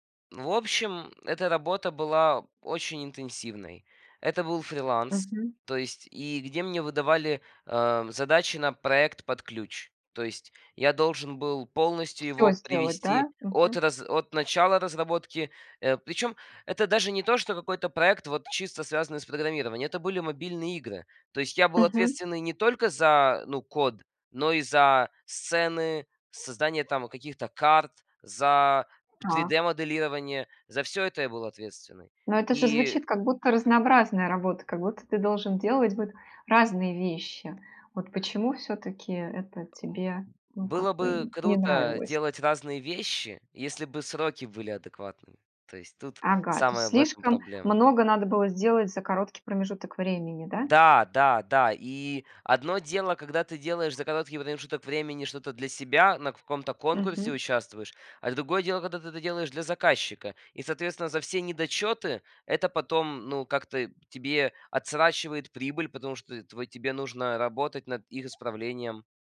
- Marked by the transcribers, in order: other background noise; "отсрочивает" said as "отсрачивает"
- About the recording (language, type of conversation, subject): Russian, podcast, Как не потерять интерес к работе со временем?